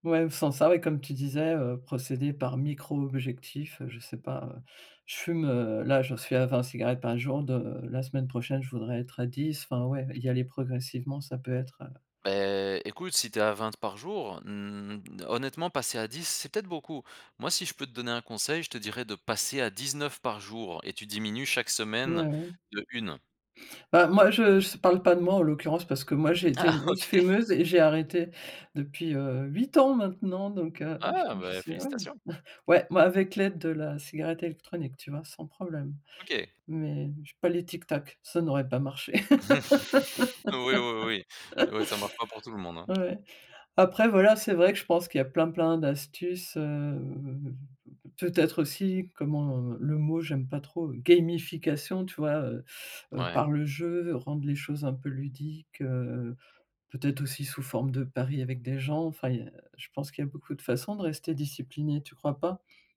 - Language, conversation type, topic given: French, podcast, Comment restes-tu discipliné sans que ça devienne une corvée ?
- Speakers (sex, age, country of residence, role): female, 55-59, France, host; male, 35-39, Belgium, guest
- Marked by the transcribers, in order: chuckle; tapping; stressed: "gamification"